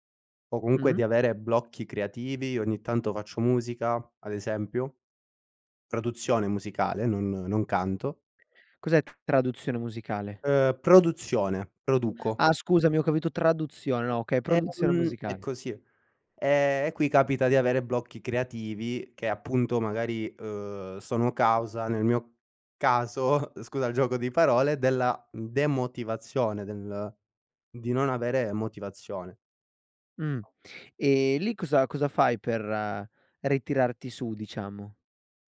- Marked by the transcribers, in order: other background noise; tapping; laughing while speaking: "caso"
- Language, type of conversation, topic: Italian, podcast, Quando perdi la motivazione, cosa fai per ripartire?